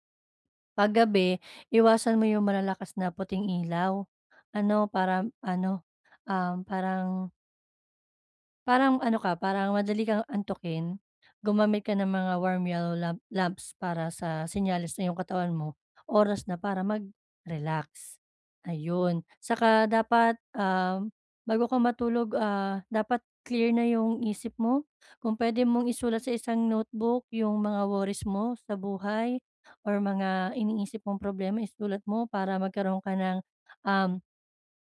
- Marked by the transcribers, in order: in English: "warm yellow lamp lamps"; other background noise
- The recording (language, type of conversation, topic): Filipino, advice, Paano ako makakapagpahinga sa bahay kung palagi akong abala?